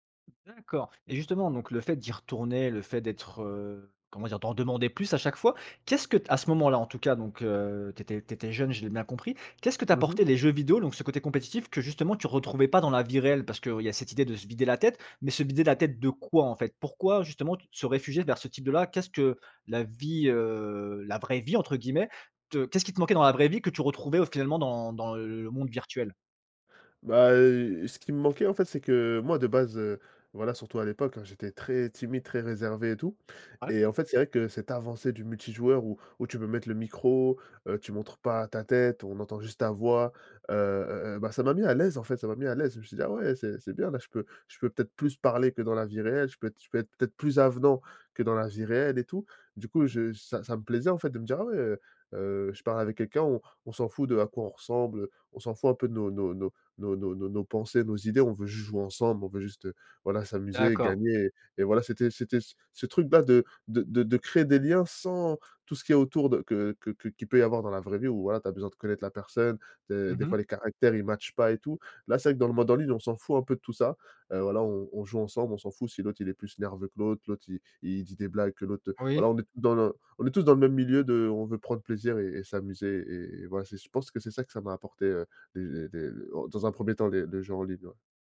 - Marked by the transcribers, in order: tapping; drawn out: "heu"; in English: "matchent"
- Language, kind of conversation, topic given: French, podcast, Quel est un hobby qui t’aide à vider la tête ?